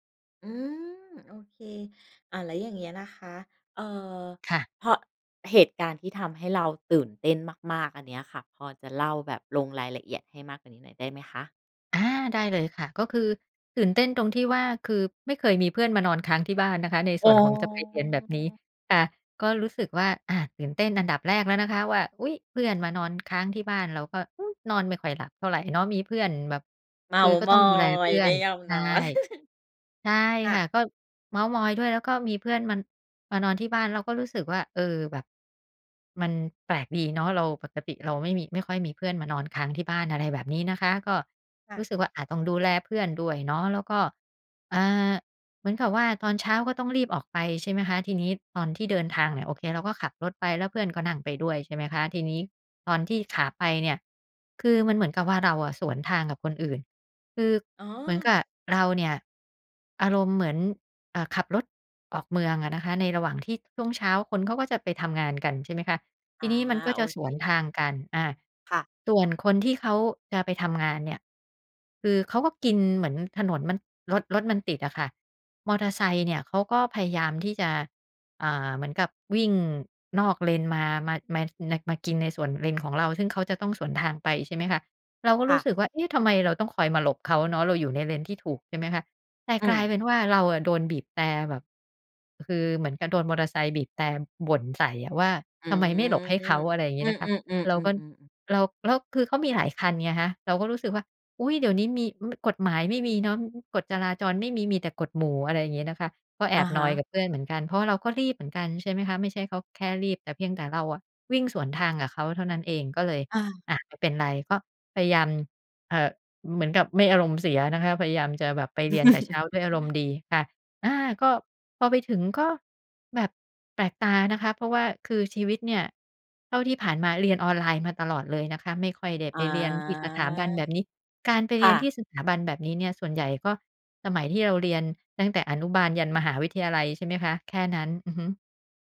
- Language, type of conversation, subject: Thai, podcast, เล่าเรื่องวันที่การเรียนทำให้คุณตื่นเต้นที่สุดได้ไหม?
- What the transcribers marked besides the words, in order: chuckle; chuckle